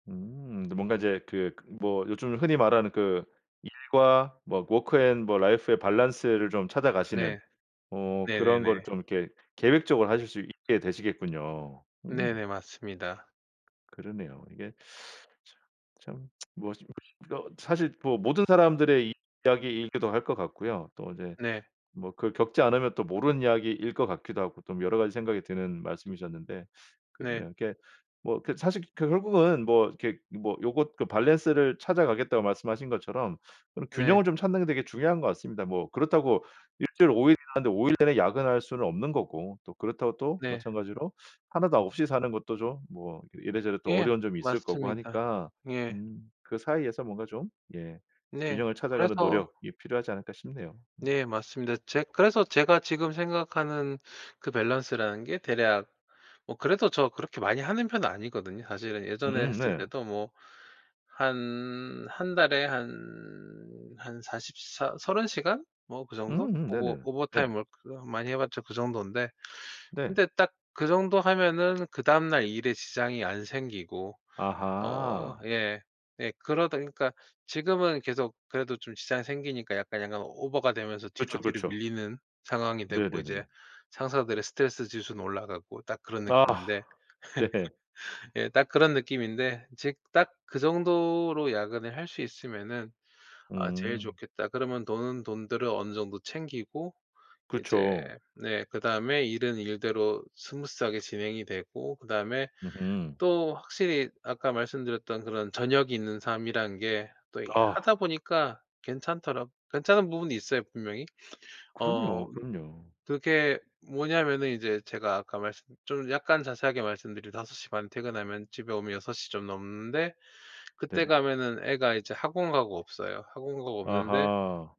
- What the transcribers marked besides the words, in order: other background noise; tsk; unintelligible speech; tapping; in English: "오버 오버타임 워크"; laugh
- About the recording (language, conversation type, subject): Korean, podcast, 행복한 퇴근이 성공의 기준이 될 수 있을까요?